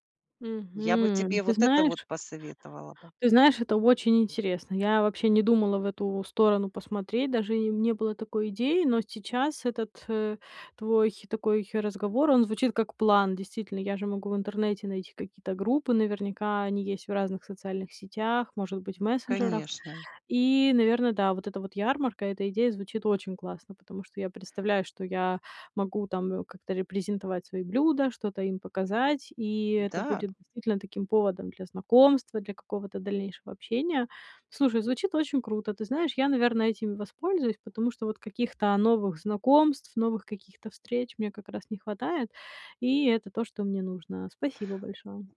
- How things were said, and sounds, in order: drawn out: "Мгм"
- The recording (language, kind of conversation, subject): Russian, advice, Как мне снова находить радость в простых вещах?